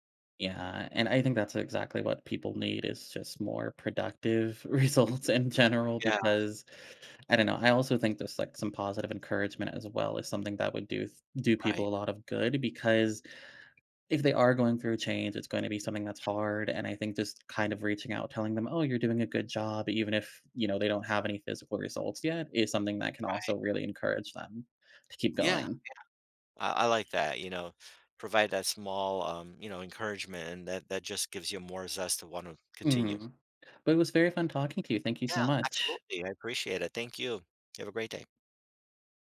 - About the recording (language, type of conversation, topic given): English, unstructured, How can I stay connected when someone I care about changes?
- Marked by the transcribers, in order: laughing while speaking: "results"; other background noise